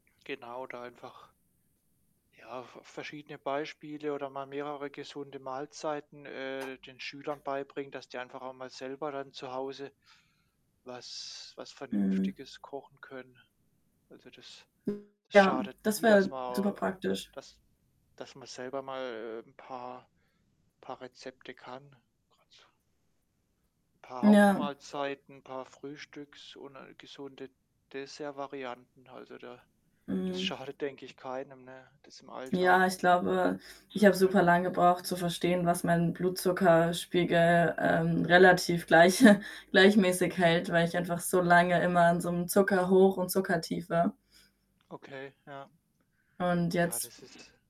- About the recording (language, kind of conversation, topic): German, unstructured, Wie überzeugst du jemanden davon, sich gesünder zu ernähren?
- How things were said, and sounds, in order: other background noise; static; distorted speech; laughing while speaking: "schadet, denke ich"; chuckle